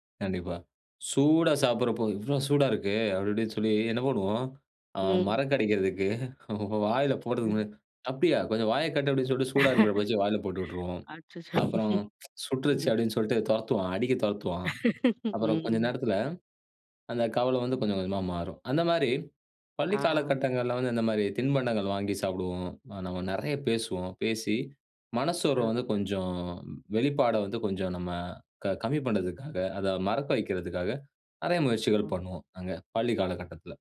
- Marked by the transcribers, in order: laughing while speaking: "மறக்கடைக்கிறதுக்கு வாயில போடுறதுக்கு அப்டியா! கொஞ்சம் வாய காட்டு"; laugh; laugh; laugh; laugh
- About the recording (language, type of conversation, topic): Tamil, podcast, நண்பருக்கு மனச்சோர்வு ஏற்பட்டால் நீங்கள் எந்த உணவைச் சமைத்து கொடுப்பீர்கள்?